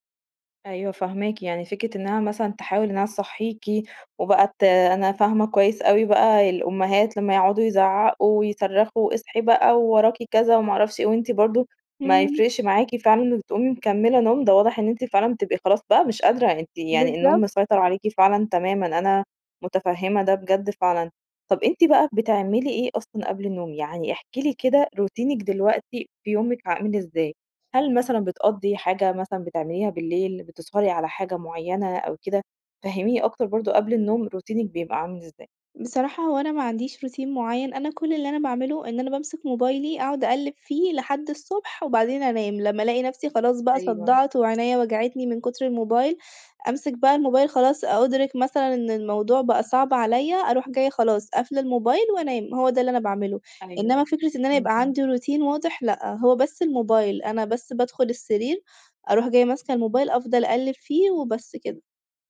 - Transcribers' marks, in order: none
- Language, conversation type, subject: Arabic, advice, ازاي اقدر انام كويس واثبت على ميعاد نوم منتظم؟